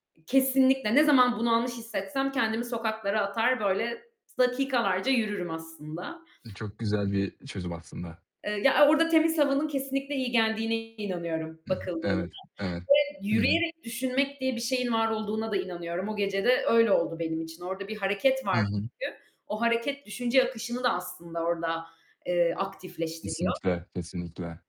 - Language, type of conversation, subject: Turkish, podcast, Stresle başa çıkmak için hangi yöntemleri kullanıyorsun, örnek verebilir misin?
- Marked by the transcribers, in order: distorted speech